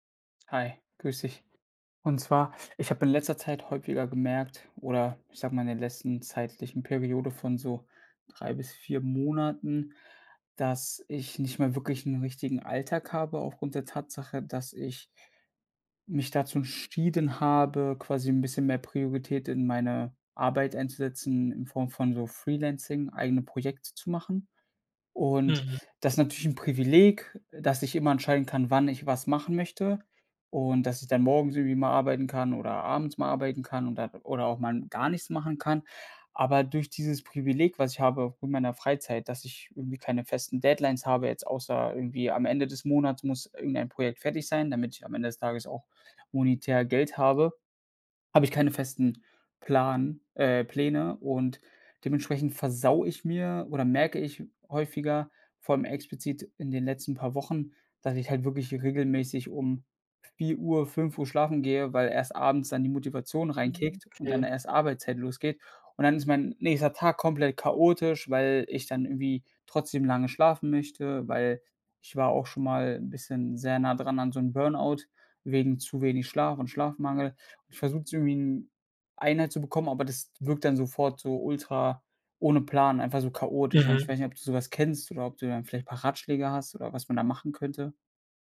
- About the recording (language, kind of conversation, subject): German, advice, Wie kann ich eine feste Morgen- oder Abendroutine entwickeln, damit meine Tage nicht mehr so chaotisch beginnen?
- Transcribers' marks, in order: in English: "freelancing"; in English: "Deadlines"